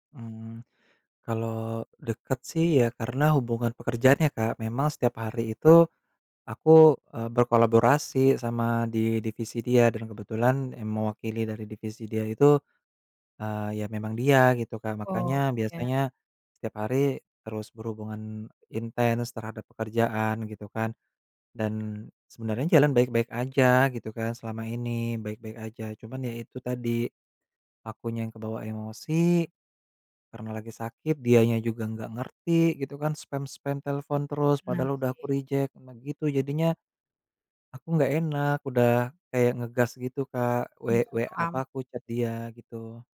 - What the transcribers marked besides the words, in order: in English: "reject"
- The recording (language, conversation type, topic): Indonesian, advice, Bagaimana cara mengklarifikasi kesalahpahaman melalui pesan teks?